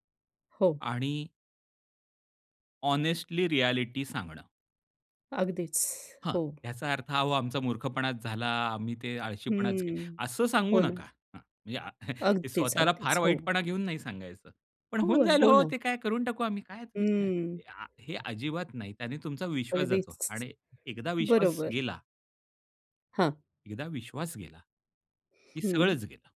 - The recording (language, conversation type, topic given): Marathi, podcast, तुम्ही चालू असलेले काम लोकांना कसे दाखवता?
- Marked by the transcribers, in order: in English: "हॉनेस्टली"; tapping